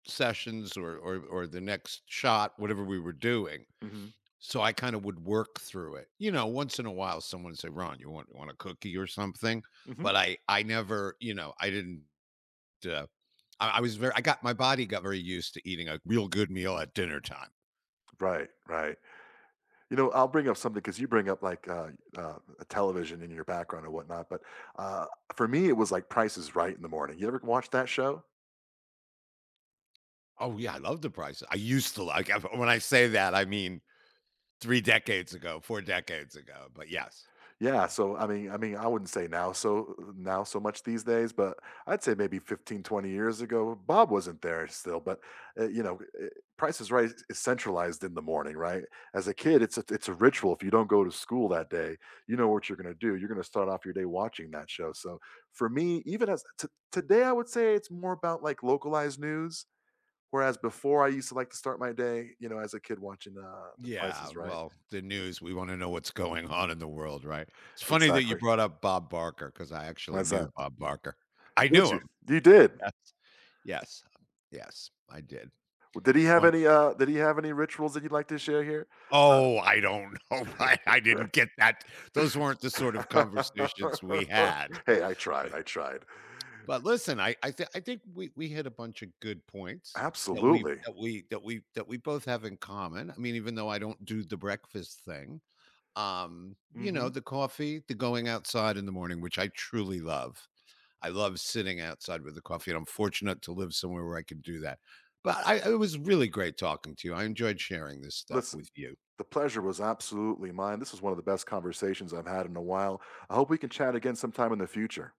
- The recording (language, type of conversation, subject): English, unstructured, What does your perfect slow morning look like, including the rituals, comforts, and little joys that ground you?
- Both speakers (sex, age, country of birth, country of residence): male, 45-49, United States, United States; male, 65-69, United States, United States
- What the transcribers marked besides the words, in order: tapping; other background noise; laughing while speaking: "going on"; unintelligible speech; laughing while speaking: "know why I didn't get that"; laugh